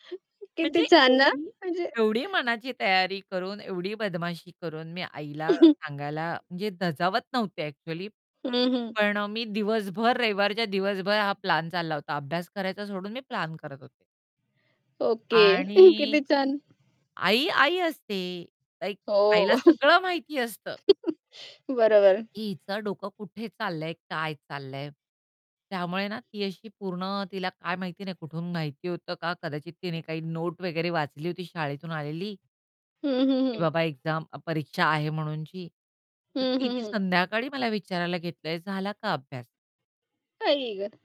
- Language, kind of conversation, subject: Marathi, podcast, बालपणीचं कोणतं गाणं तुम्हाला आजही मनापासून आवडतं?
- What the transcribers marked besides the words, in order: laughing while speaking: "किती छान ना. म्हणजे"; distorted speech; chuckle; other background noise; static; tapping; chuckle; chuckle; in English: "एक्झाम"